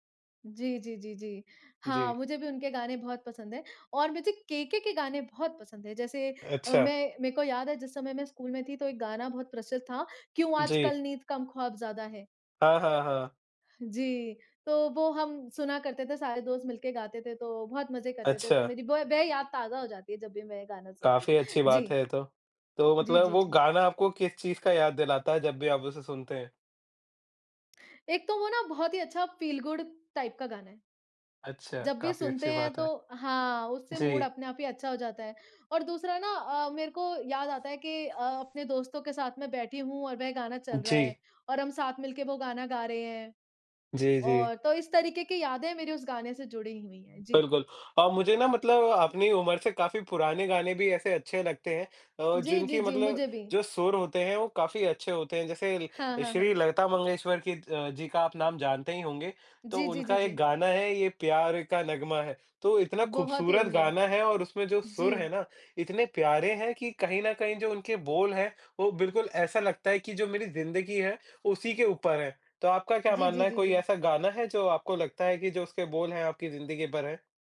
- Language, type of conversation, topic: Hindi, unstructured, किस पुराने गाने को सुनकर आपकी पुरानी यादें ताज़ा हो जाती हैं?
- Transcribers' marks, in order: tapping; in English: "फ़ील गुड टाइप"; in English: "मूड"